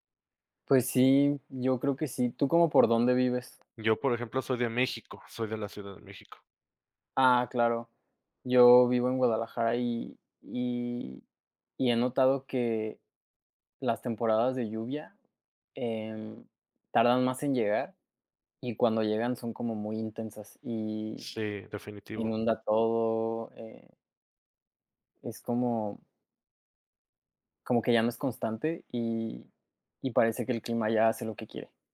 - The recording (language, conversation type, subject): Spanish, unstructured, ¿Por qué crees que es importante cuidar el medio ambiente?
- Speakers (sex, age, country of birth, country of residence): male, 25-29, Mexico, Mexico; male, 35-39, Mexico, Mexico
- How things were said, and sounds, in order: other background noise; tapping